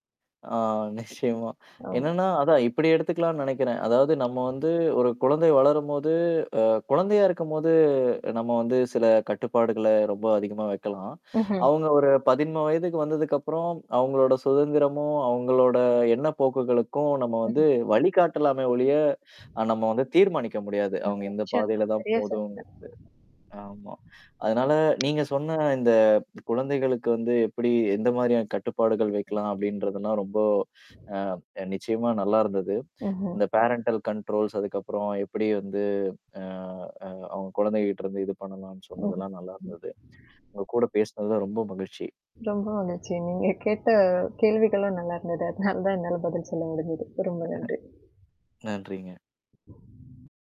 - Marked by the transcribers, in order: static; drawn out: "ஆ"; chuckle; tapping; drawn out: "வந்து"; distorted speech; mechanical hum; "போகணும்கிறது" said as "போதுங்கிறது"; other noise; other background noise; in English: "பேரன்டல் கண்ட்ரோல்ஸ்"; laughing while speaking: "ரொம்ப மகிழ்ச்சி. நீங்க கேட்ட கேள்விகளும் … முடிஞ்சது. ரொம்ப நன்றி"; drawn out: "கேட்ட"; laugh
- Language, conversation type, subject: Tamil, podcast, குழந்தைக்கு செல்பேசி கொடுக்கும்போது நீங்கள் எந்த வகை கட்டுப்பாடுகளை விதிப்பீர்கள்?